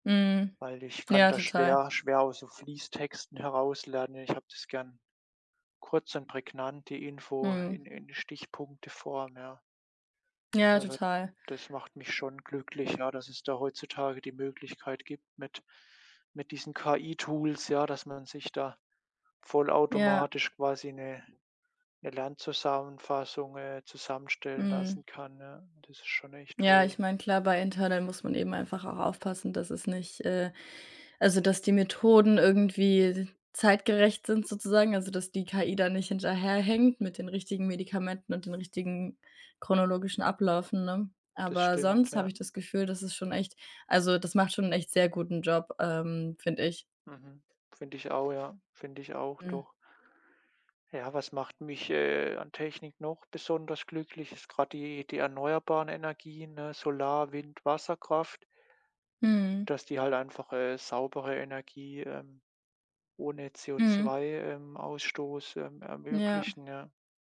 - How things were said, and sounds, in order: tapping
- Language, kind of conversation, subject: German, unstructured, Welche Technik macht dich besonders glücklich?